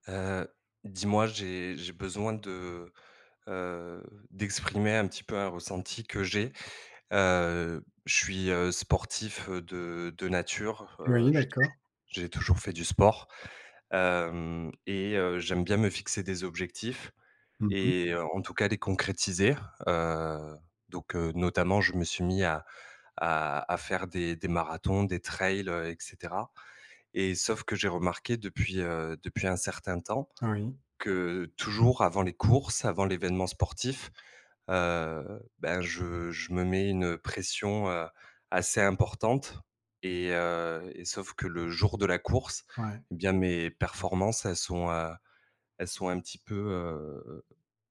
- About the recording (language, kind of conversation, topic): French, advice, Comment décririez-vous votre anxiété avant une course ou un événement sportif ?
- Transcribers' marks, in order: none